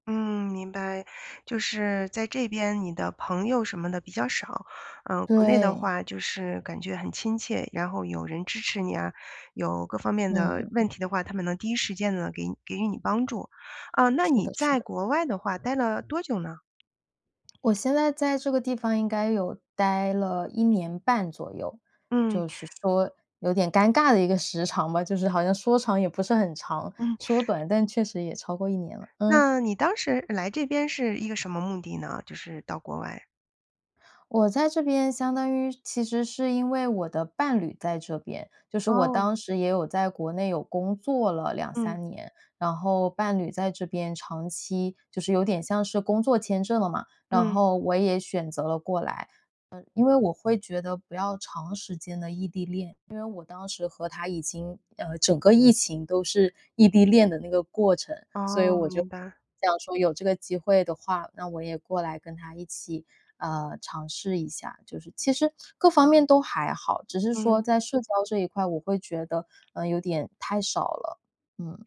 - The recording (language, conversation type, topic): Chinese, advice, 我该回老家还是留在新城市生活？
- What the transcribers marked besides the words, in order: other background noise